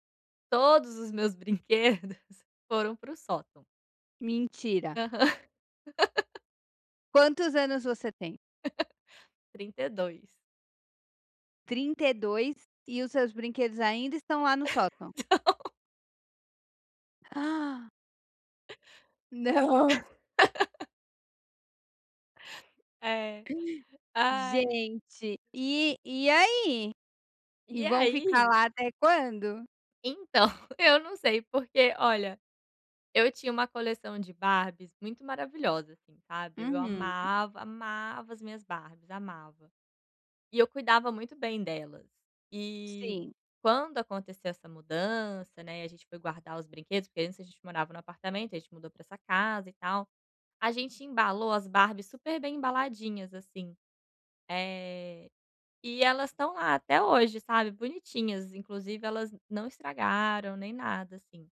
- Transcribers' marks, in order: laughing while speaking: "brinquedos"; laugh; laugh; laugh; laughing while speaking: "Não"; gasp; surprised: "Não"; laugh; gasp; laughing while speaking: "então"; tapping
- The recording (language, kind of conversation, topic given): Portuguese, advice, Como posso começar a me desapegar de objetos que não uso mais?